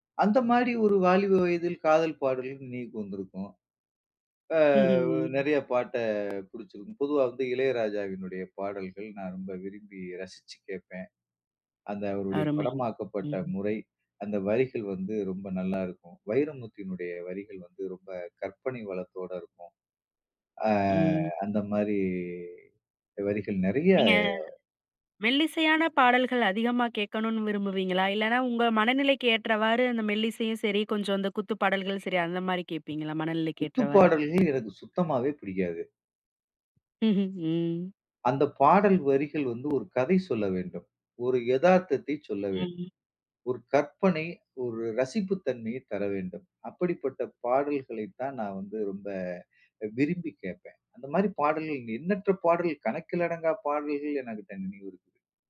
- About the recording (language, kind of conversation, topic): Tamil, podcast, நினைவுகளை மீண்டும் எழுப்பும் ஒரு பாடலைப் பகிர முடியுமா?
- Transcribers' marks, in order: other noise; chuckle; "பிடிச்சிருக்கும்" said as "புடிச்சி"; drawn out: "ஆ அந்தமாரி"; drawn out: "நிறைய"; other background noise; drawn out: "ம்"; unintelligible speech